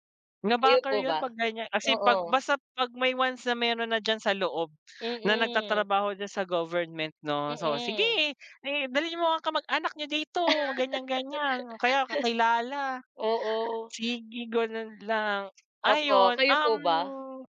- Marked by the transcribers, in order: put-on voice: "Sige dalhin mo ang kamag anak niyo dito ganyan-ganyan"; laugh; tapping
- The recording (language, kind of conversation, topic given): Filipino, unstructured, Ano ang tingin mo sa mga taong tumatanggap ng suhol sa trabaho?